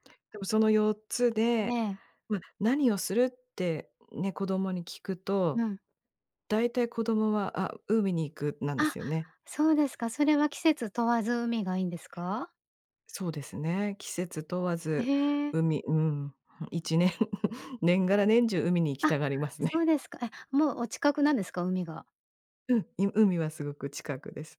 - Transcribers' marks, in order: giggle
- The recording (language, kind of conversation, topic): Japanese, podcast, 週末はご家族でどんなふうに過ごすことが多いですか？